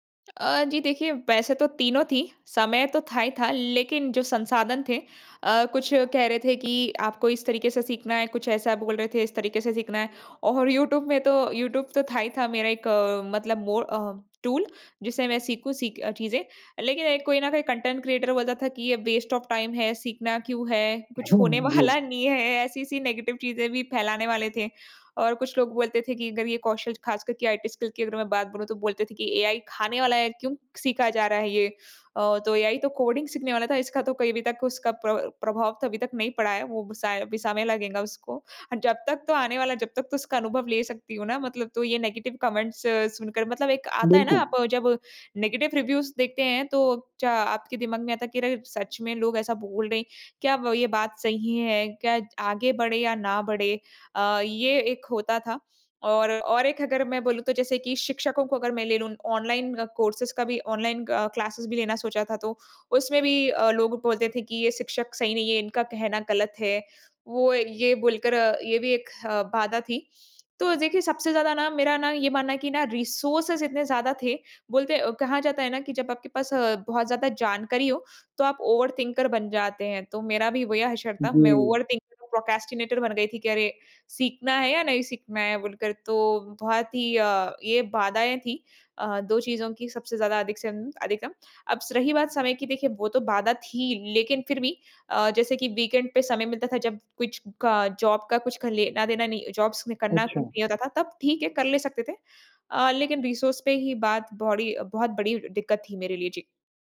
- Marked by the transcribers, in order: tapping; alarm; in English: "मोर"; in English: "टूल"; in English: "कंटेंट क्रिएटर"; in English: "वेस्ट ऑफ टाइम"; laughing while speaking: "वाला नहीं है"; in English: "नेगेटिव"; in English: "स्किल"; in English: "कोडिंग"; in English: "नेगेटिव कमेंट्स"; in English: "नेगेटिव रिव्यूज़"; in English: "कोर्सेज़"; in English: "क्लासेज़"; in English: "रिसोर्सेज़"; in English: "ओवरथिंकर"; in English: "ओवरथिंकर प्रोक्रास्टिनेटर"; in English: "वीकेंड"; in English: "जॉब"; in English: "जॉब्स"; in English: "रिसोर्स"
- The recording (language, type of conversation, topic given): Hindi, podcast, नए कौशल सीखने में आपको सबसे बड़ी बाधा क्या लगती है?